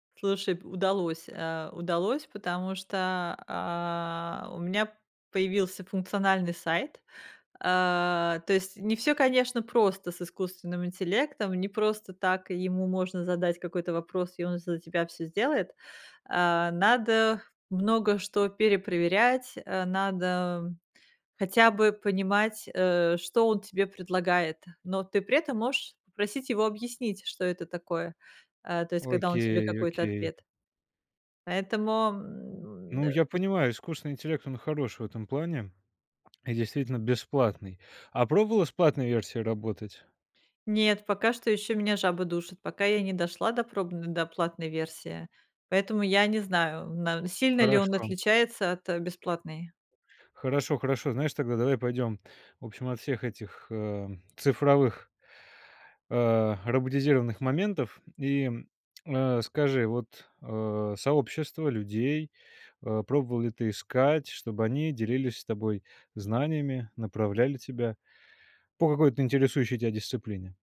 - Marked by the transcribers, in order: other background noise; tapping
- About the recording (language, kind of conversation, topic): Russian, podcast, Где искать бесплатные возможности для обучения?